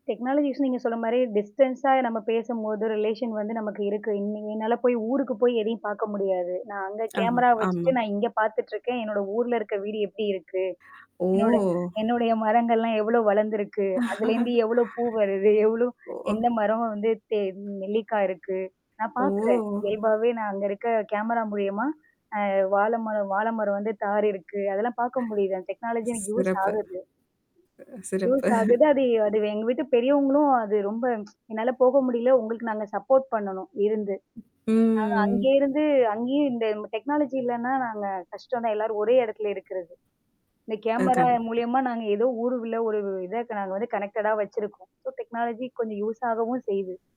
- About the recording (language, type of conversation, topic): Tamil, podcast, வீட்டில் தொழில்நுட்பப் பயன்பாடு குடும்ப உறவுகளை எப்படி மாற்றியிருக்கிறது என்று நீங்கள் நினைக்கிறீர்களா?
- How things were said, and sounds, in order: in English: "டெக்னாலஜிஸ்ன்னு"; in English: "டிஸ்டன்ஸா"; in English: "ரிலேஷன்"; tongue click; other background noise; mechanical hum; drawn out: "ஓ!"; chuckle; static; distorted speech; chuckle; drawn out: "ஓ!"; in English: "டெக்னாலஜி"; in English: "யூஸ்"; in English: "யூஸ்"; chuckle; tsk; in English: "சப்போர்ட்"; tapping; drawn out: "ம்"; in English: "டெக்னாலஜி"; in English: "கனெக்டடா"; in English: "ஸோ டெக்னாலஜி"; in English: "யூஸ்"